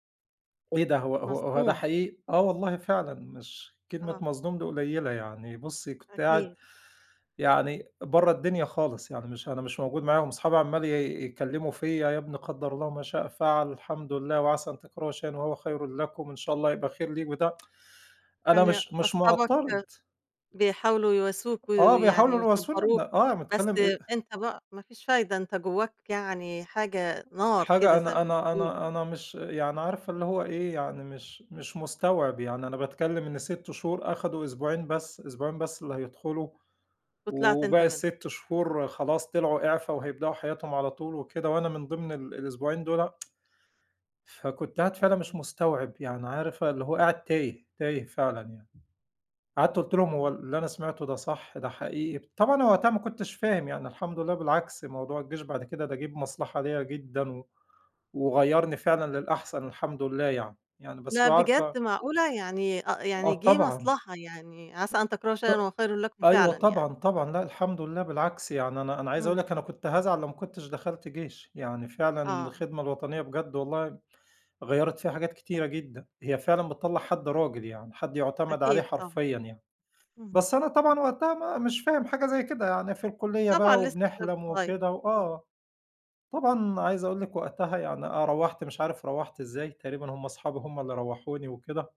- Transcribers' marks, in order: tsk; tapping; other background noise; tsk
- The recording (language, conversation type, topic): Arabic, podcast, إحكيلي عن موقف غيّر نظرتك للحياة؟